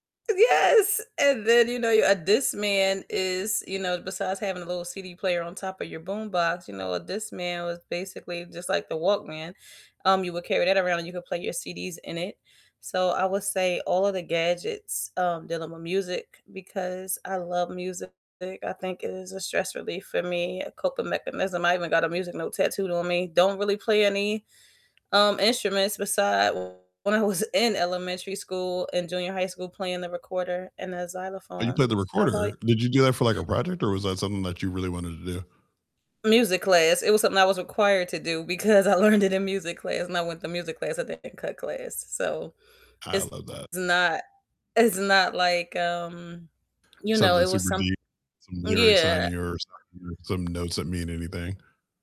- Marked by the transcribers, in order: distorted speech; other background noise; tapping; laughing while speaking: "because I learned it"
- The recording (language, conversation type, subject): English, unstructured, What was the first gadget you fell in love with, and how does it still shape your tech tastes today?